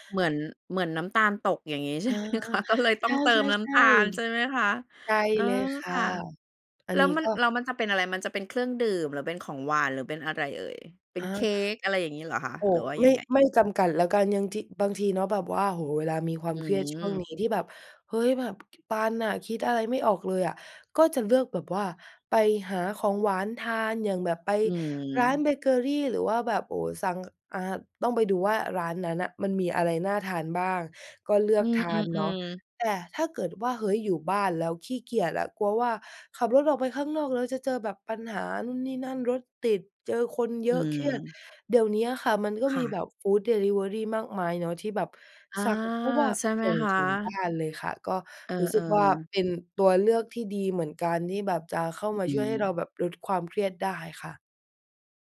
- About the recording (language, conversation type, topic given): Thai, podcast, คุณจัดการกับความเครียดในชีวิตประจำวันยังไง?
- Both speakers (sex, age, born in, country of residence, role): female, 20-24, Thailand, Thailand, guest; female, 40-44, Thailand, Thailand, host
- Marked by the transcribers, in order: laughing while speaking: "อย่างงี้ใช่ไหมคะ ?"; in English: "foods delivery"